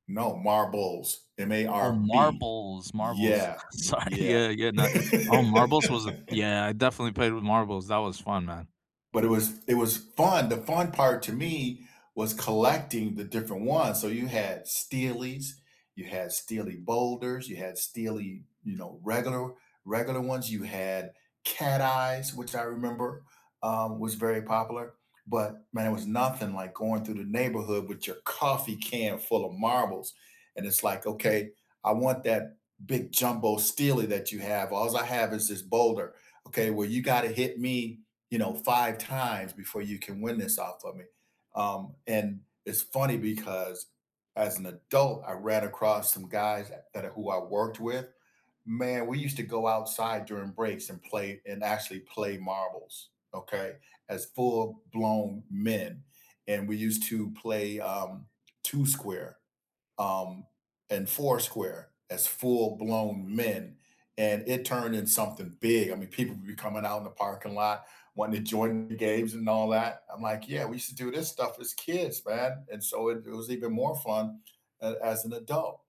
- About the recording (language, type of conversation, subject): English, unstructured, What childhood hobby have you recently rediscovered?
- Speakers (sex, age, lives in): male, 35-39, United States; male, 60-64, United States
- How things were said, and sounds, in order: laughing while speaking: "sorry"; laugh; other background noise; tapping